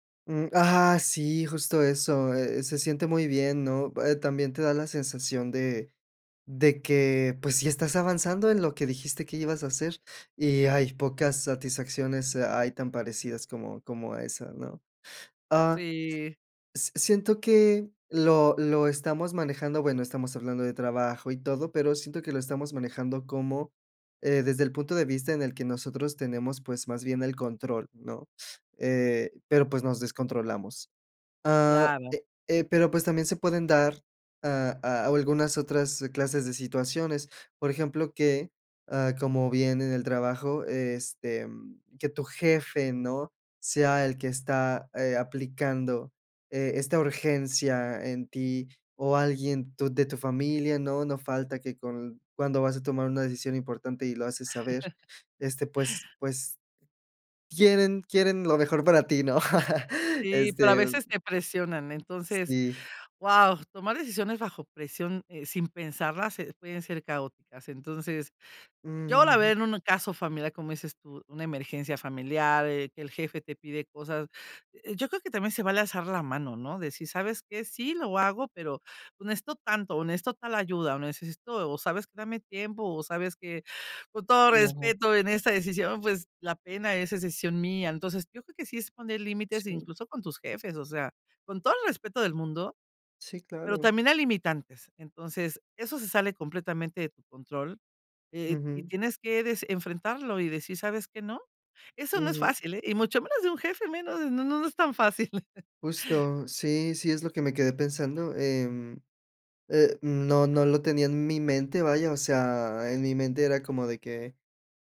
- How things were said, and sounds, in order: other background noise; chuckle; chuckle; chuckle
- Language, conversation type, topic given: Spanish, podcast, ¿Cómo priorizar metas cuando todo parece urgente?